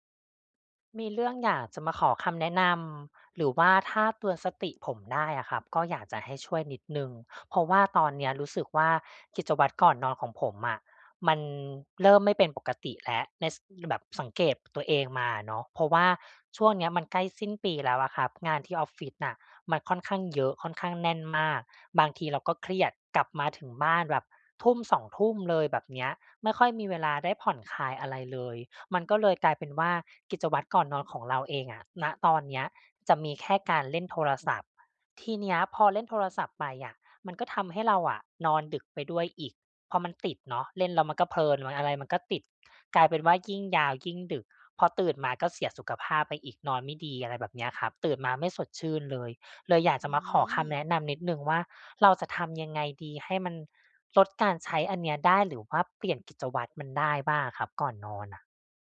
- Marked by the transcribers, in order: none
- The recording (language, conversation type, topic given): Thai, advice, อยากตั้งกิจวัตรก่อนนอนแต่จบลงด้วยจ้องหน้าจอ
- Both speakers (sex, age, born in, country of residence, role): female, 40-44, Thailand, Greece, advisor; other, 35-39, Thailand, Thailand, user